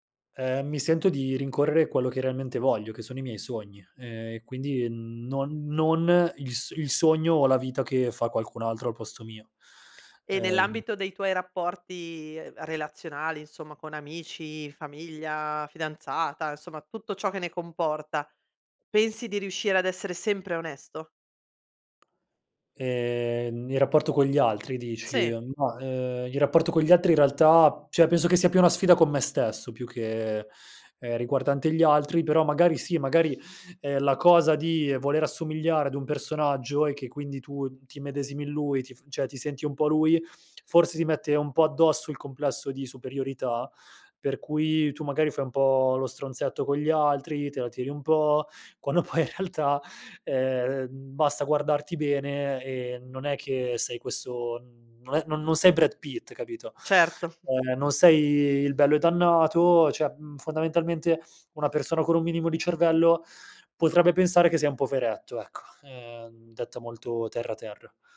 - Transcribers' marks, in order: "cioè" said as "ceh"; "cioè" said as "ceh"; laughing while speaking: "poi in realtà"; chuckle; "cioè" said as "ceh"
- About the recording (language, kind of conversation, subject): Italian, podcast, Quale ruolo ha l’onestà verso te stesso?